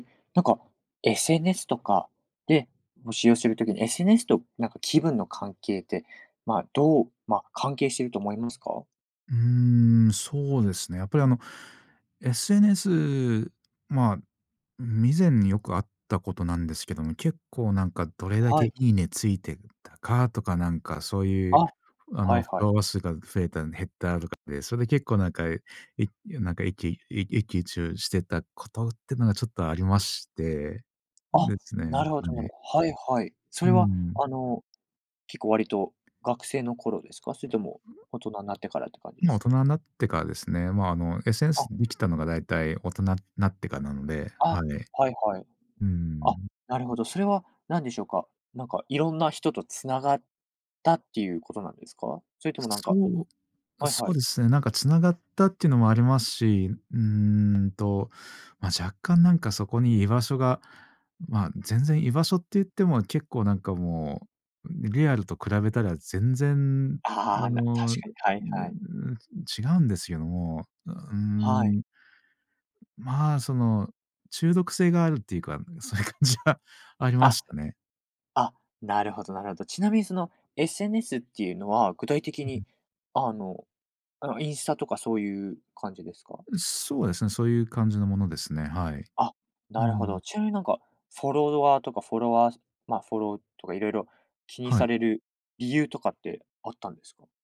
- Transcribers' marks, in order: tapping; unintelligible speech; unintelligible speech; unintelligible speech; "できた" said as "みきた"; other background noise; unintelligible speech; laughing while speaking: "そういう感じは"
- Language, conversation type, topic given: Japanese, podcast, SNSと気分の関係をどう捉えていますか？